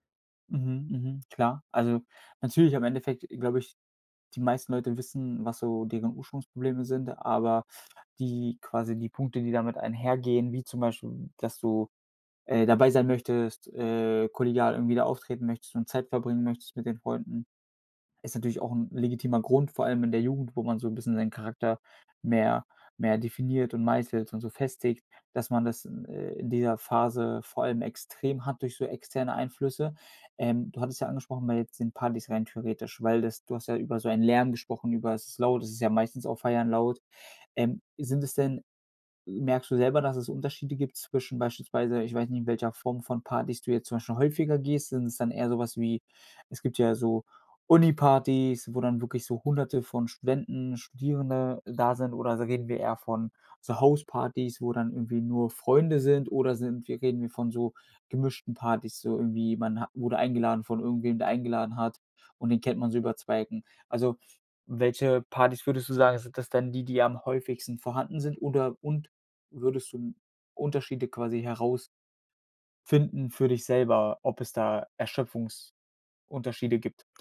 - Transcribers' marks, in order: none
- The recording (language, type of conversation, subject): German, advice, Wie kann ich bei Partys und Feiertagen weniger erschöpft sein?